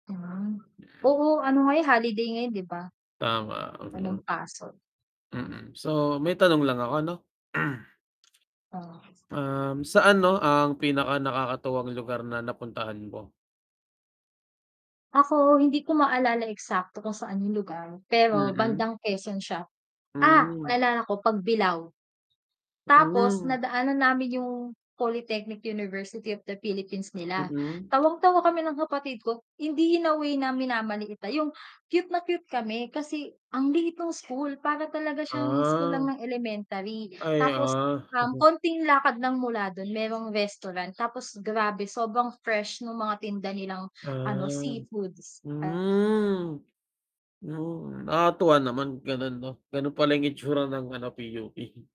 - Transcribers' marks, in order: mechanical hum; throat clearing; static; other background noise; drawn out: "Ah"; chuckle; drawn out: "Ah, Hmm. Hmm"; distorted speech
- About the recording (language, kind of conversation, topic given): Filipino, unstructured, Saan ang pinakamasayang lugar na napuntahan mo?